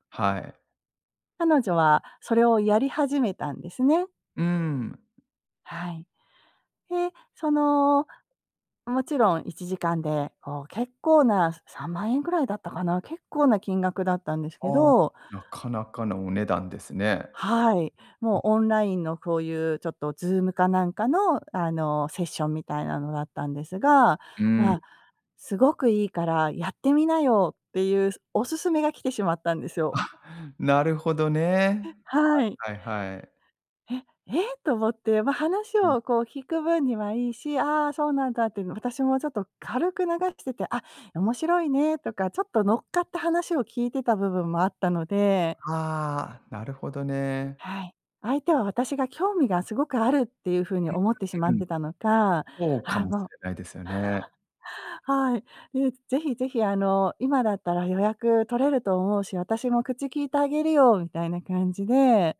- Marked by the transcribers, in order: chuckle
- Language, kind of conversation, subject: Japanese, advice, 友人の行動が個人的な境界を越えていると感じたとき、どうすればよいですか？